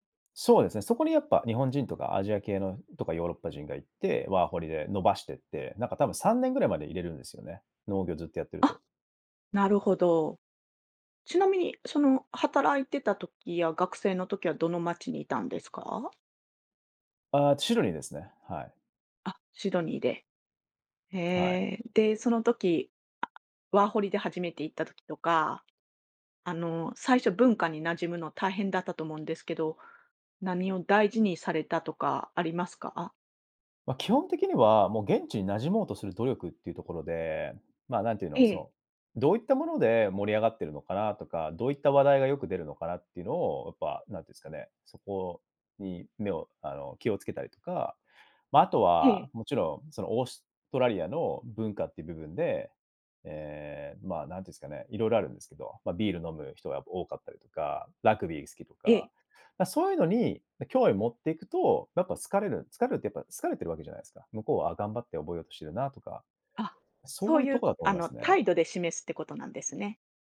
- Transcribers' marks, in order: other background noise
- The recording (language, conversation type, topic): Japanese, podcast, 新しい文化に馴染むとき、何を一番大切にしますか？